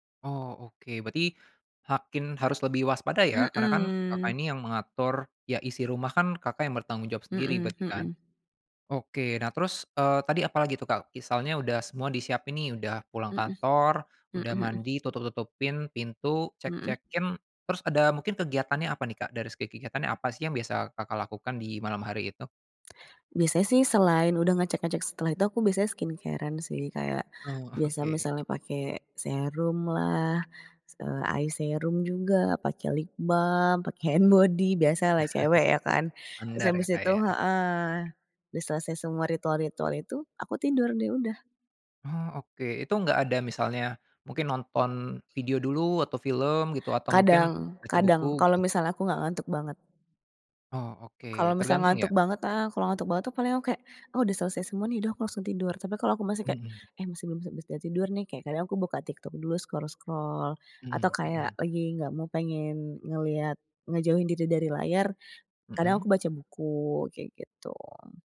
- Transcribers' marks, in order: "berarti" said as "beti"; "makin" said as "hakin"; tapping; "misalnya" said as "kisalnya"; in English: "skincare-an"; in English: "eye serum"; in English: "lip balm"; in English: "hand body"; chuckle; other background noise; "bisa" said as "bisda"; in English: "scroll-scroll"
- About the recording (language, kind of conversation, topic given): Indonesian, podcast, Apa rutinitas malammu sebelum tidur yang membuat rumah terasa aman dan tenang?